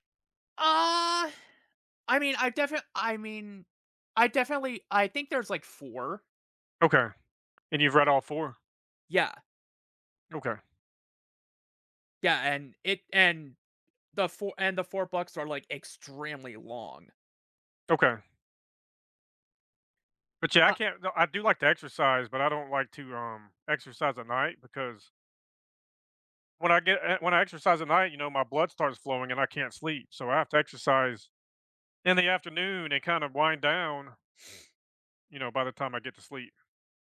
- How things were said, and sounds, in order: other background noise; tapping; sniff
- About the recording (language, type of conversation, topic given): English, unstructured, What helps you recharge when life gets overwhelming?